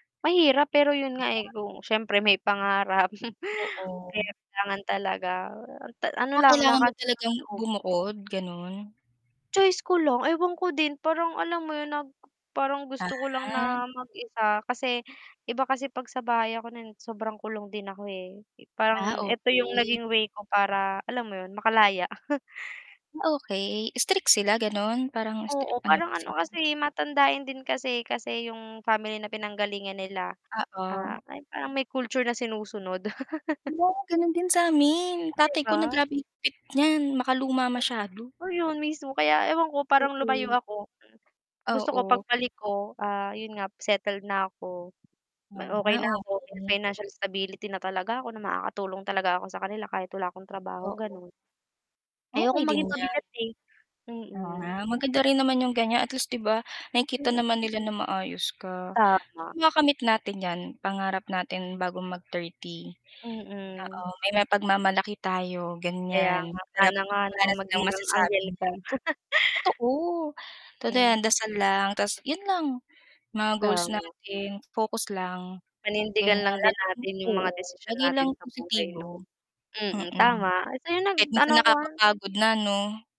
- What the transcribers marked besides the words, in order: static; chuckle; distorted speech; tapping; snort; chuckle; in English: "financial stability"; laugh
- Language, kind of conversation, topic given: Filipino, unstructured, Ano ang mga pangarap na nais mong makamit bago ka mag-30?